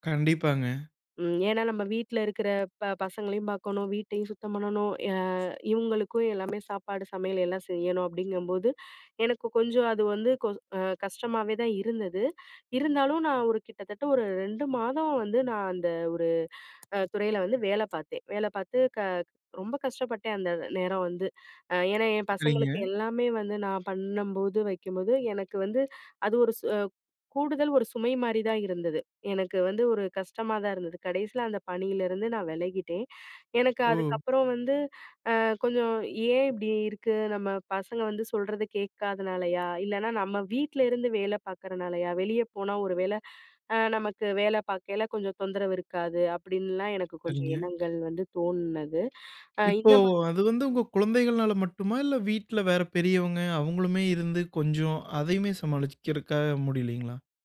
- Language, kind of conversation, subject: Tamil, podcast, வேலைத் தேர்வு காலத்தில் குடும்பத்தின் அழுத்தத்தை நீங்கள் எப்படி சமாளிப்பீர்கள்?
- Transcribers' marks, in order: trusting: "கண்டிப்பாங்க"; tapping; other background noise; "அந்த" said as "அந்தத"; bird; anticipating: "இப்போ, அது வந்து உங்க குழந்தைகள்னால … அதையுமே சமாளிச்சுக்குறக்காக முடிலைங்களா?"; "சமாளிக்குறதுக்காக" said as "சமாளிச்சுக்குறக்காக"